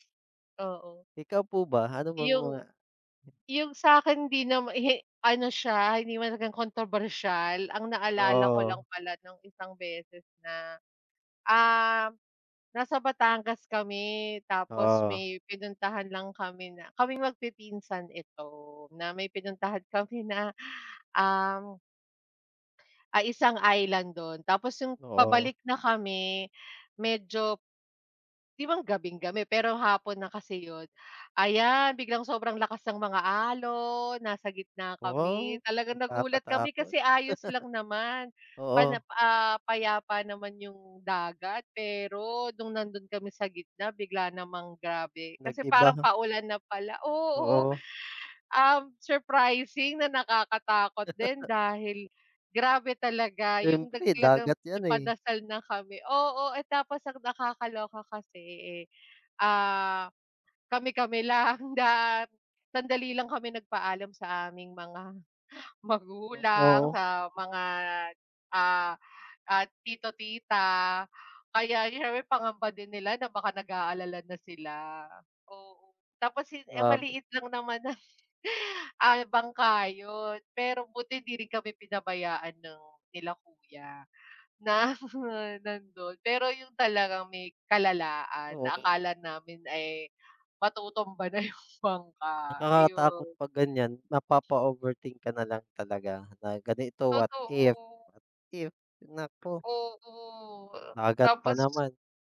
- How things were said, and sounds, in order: laugh; laugh; laugh; laughing while speaking: "mga magulang"; laughing while speaking: "na"; laughing while speaking: "na"; laughing while speaking: "yung"
- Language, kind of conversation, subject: Filipino, unstructured, Ano ang pinakanakagugulat na nangyari sa iyong paglalakbay?